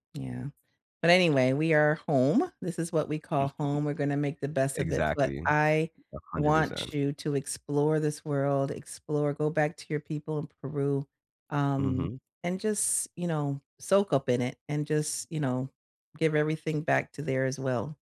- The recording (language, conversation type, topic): English, unstructured, What travel memory do you revisit when you need a smile?
- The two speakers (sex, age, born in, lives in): female, 55-59, United States, United States; male, 25-29, United States, United States
- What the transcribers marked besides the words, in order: other background noise; other noise; tapping